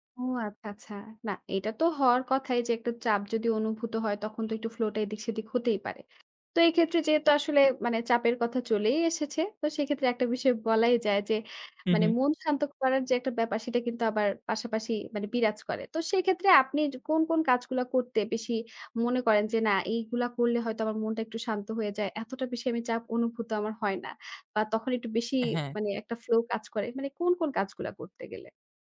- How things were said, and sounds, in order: horn
- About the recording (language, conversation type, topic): Bengali, podcast, আপনি কোন ধরনের কাজ করতে করতে সবচেয়ে বেশি ‘তন্ময়তা’ অনুভব করেন?